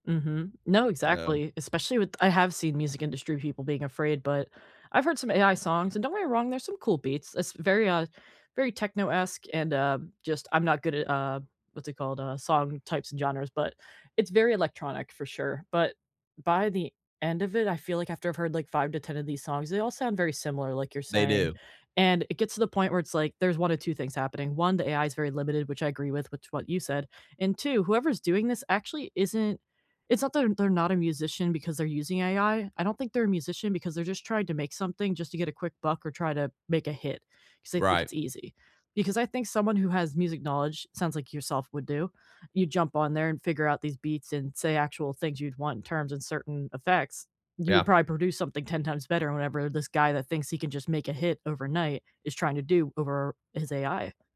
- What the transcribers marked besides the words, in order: none
- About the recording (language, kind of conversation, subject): English, unstructured, How do everyday tech and tools influence our health and strengthen our day-to-day connections?
- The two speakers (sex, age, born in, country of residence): female, 30-34, United States, United States; male, 60-64, United States, United States